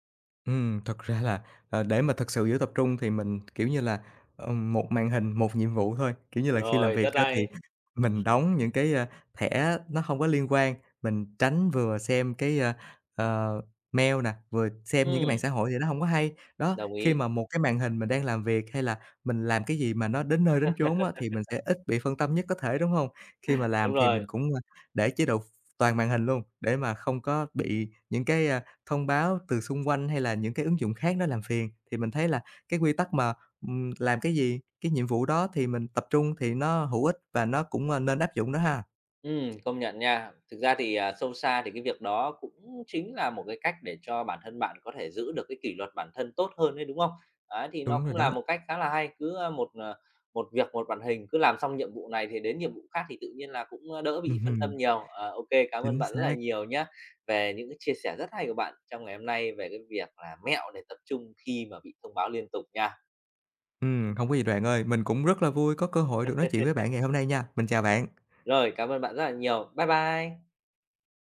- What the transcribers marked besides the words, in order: tapping; laugh; other background noise; chuckle
- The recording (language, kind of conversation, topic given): Vietnamese, podcast, Bạn có mẹo nào để giữ tập trung khi liên tục nhận thông báo không?